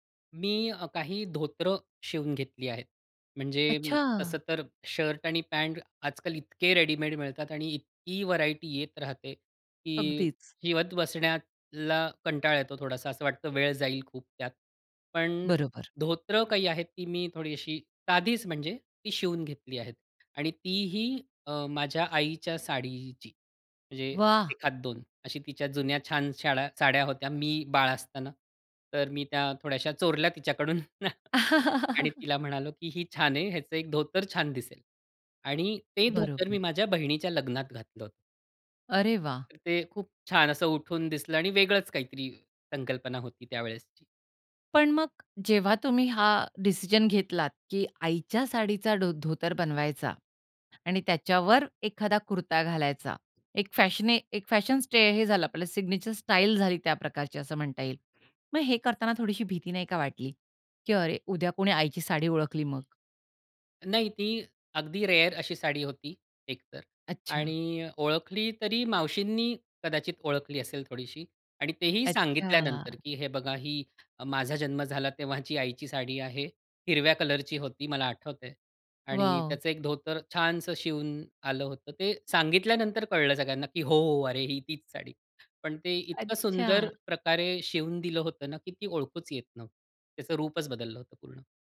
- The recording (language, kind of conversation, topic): Marathi, podcast, फॅशनसाठी तुम्हाला प्रेरणा कुठून मिळते?
- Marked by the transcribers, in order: anticipating: "अच्छा!"; in English: "व्हरायटी"; "बसण्याला" said as "बसण्यातला"; other background noise; chuckle; in English: "सिग्नेचर स्टाईल"; in English: "रेअर"; joyful: "अच्छा"; drawn out: "अच्छा"; laughing while speaking: "अच्छा"